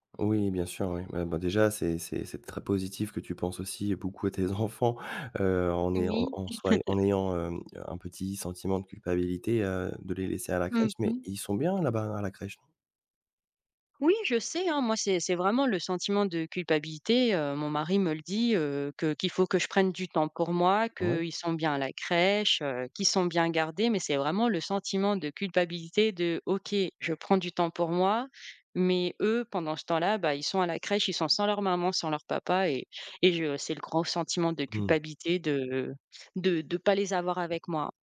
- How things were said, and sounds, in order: laughing while speaking: "enfants"; chuckle
- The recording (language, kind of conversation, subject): French, advice, Comment puis-je trouver un équilibre entre le sport et la vie de famille ?